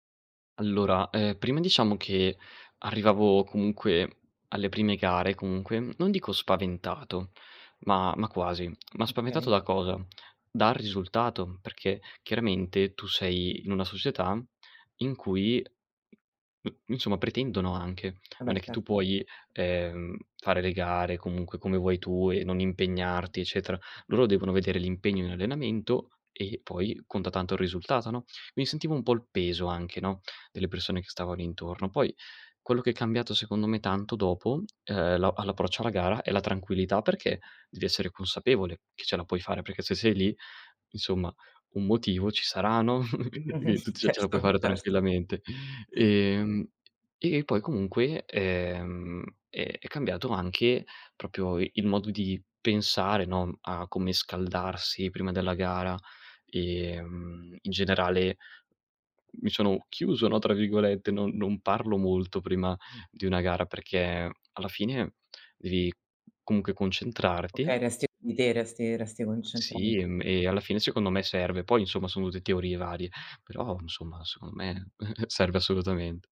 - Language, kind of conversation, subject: Italian, podcast, Raccontami di un fallimento che si è trasformato in un'opportunità?
- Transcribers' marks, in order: tapping; "quindi" said as "quini"; laughing while speaking: "Certo, certo"; chuckle; unintelligible speech; "proprio" said as "propio"; "comunque" said as "comunche"; "tutte" said as "ute"; "insomma" said as "nsomma"; chuckle